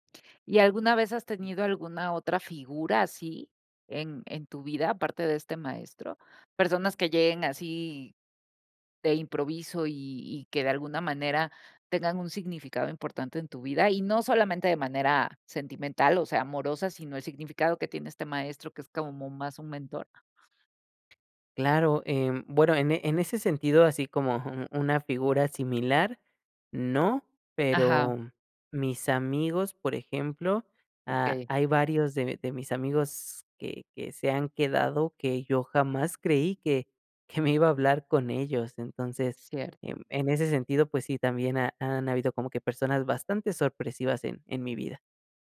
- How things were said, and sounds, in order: tapping; laughing while speaking: "me iba a hablar"
- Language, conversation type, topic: Spanish, podcast, ¿Qué pequeño gesto tuvo consecuencias enormes en tu vida?